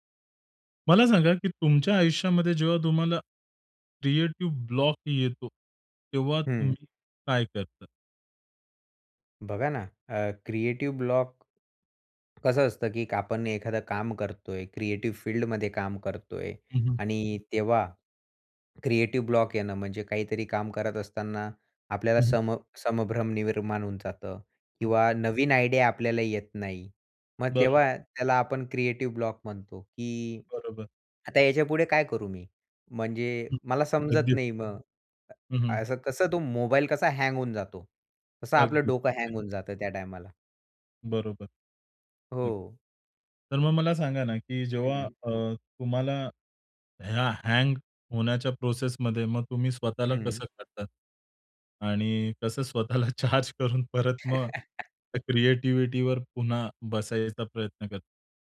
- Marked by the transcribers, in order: in English: "क्रिएटिव्ह ब्लॉक"; in English: "क्रिएटिव ब्लॉक"; in English: "क्रिएटिव्ह फील्डमध्ये"; in English: "क्रिएटिव ब्लॉक"; "संभ्रम" said as "समभ्रम"; in English: "आयडिया"; in English: "क्रिएटिव ब्लॉक"; other background noise; in English: "हँग"; in English: "हँग"; in English: "हँग"; in English: "प्रोसेसमध्ये"; laughing while speaking: "स्वतःला चार्ज करून परत मग"; laugh; in English: "क्रिएटिविटीवर"
- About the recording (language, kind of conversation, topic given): Marathi, podcast, सर्जनशील अडथळा आला तर तुम्ही सुरुवात कशी करता?